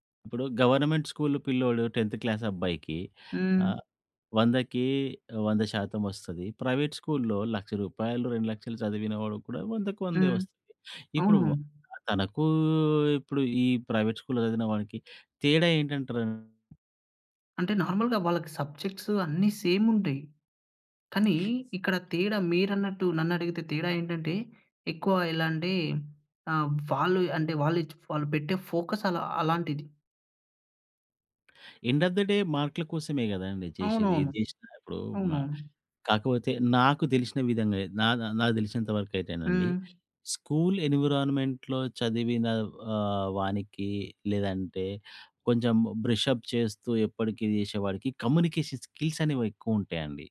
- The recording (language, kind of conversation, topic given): Telugu, podcast, ఆన్‌లైన్ విద్య రాబోయే కాలంలో పిల్లల విద్యను ఎలా మార్చేస్తుంది?
- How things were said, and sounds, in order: in English: "గవర్నమెంట్ స్కూల్"; in English: "టెంత్ క్లాస్"; in English: "ప్రైవేట్ స్కూల్‌లో"; in English: "ప్రైవేట్ స్కూల్‌లో"; in English: "నార్మల్‌గా"; in English: "సబ్జెక్ట్స్"; in English: "సేమ్"; in English: "ఫోకస్"; in English: "ఎండ్ ఆఫ్ ద డే"; in English: "ఎన్విరాన్‌మెంట్‌లో"; in English: "బ్రషప్"; in English: "కమ్యూనికేషన్ స్కిల్స్"